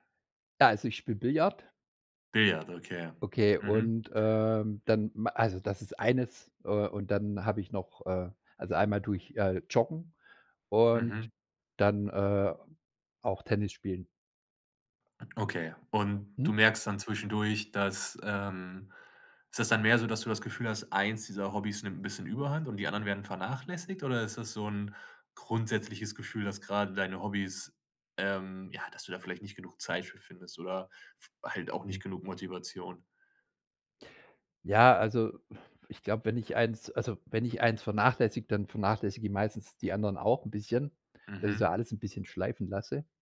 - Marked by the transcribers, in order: snort
- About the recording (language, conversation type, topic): German, podcast, Wie findest du Motivation für ein Hobby, das du vernachlässigt hast?